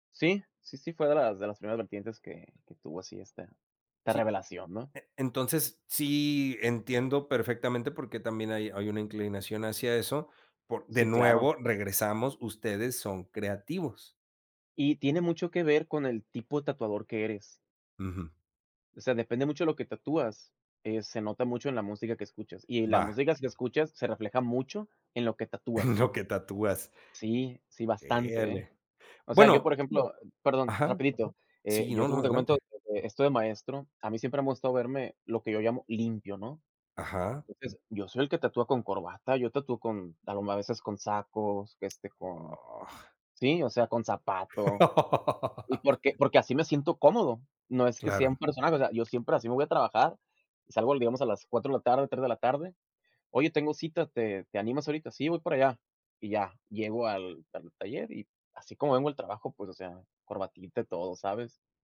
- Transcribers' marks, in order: chuckle; other background noise; unintelligible speech; laugh
- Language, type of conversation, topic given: Spanish, podcast, ¿Qué papel juega la música en tus encuentros sociales?